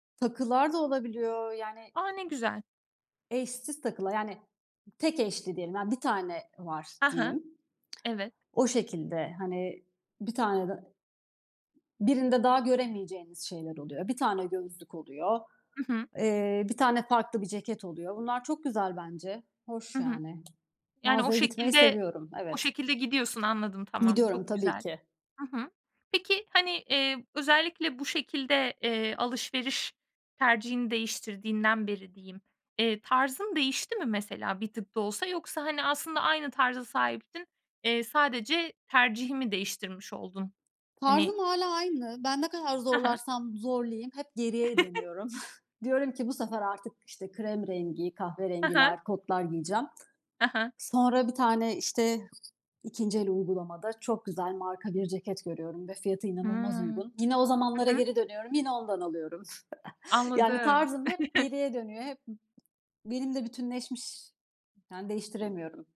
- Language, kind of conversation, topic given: Turkish, podcast, İkinci el veya vintage giysiler hakkında ne düşünüyorsun?
- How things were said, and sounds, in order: tapping; other background noise; chuckle; chuckle